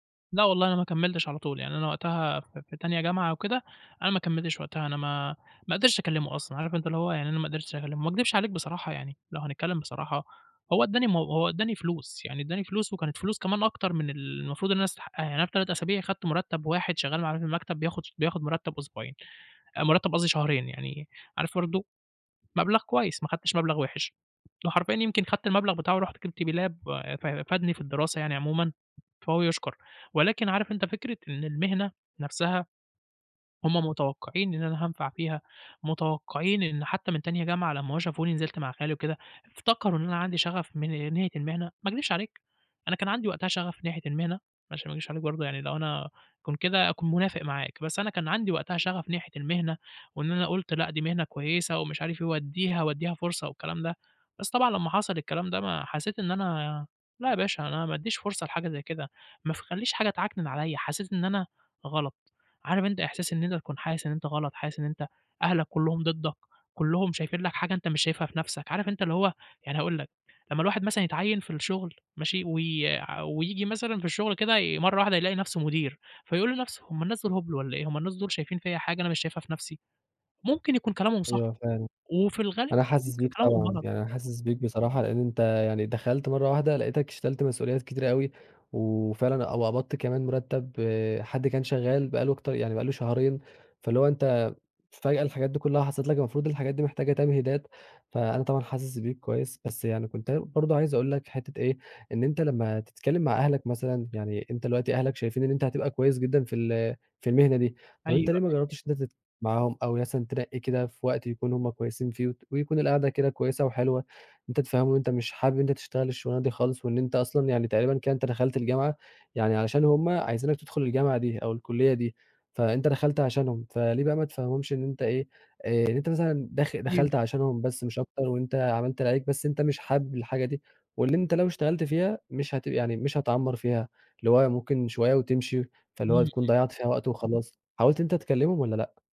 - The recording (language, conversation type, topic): Arabic, advice, إيه توقعات أهلك منك بخصوص إنك تختار مهنة معينة؟
- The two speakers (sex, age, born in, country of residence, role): male, 20-24, Egypt, Egypt, advisor; male, 20-24, Egypt, Egypt, user
- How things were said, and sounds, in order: tapping; in English: "لاب"; "ناحية" said as "نهيّة"; "شلت" said as "اشتلت"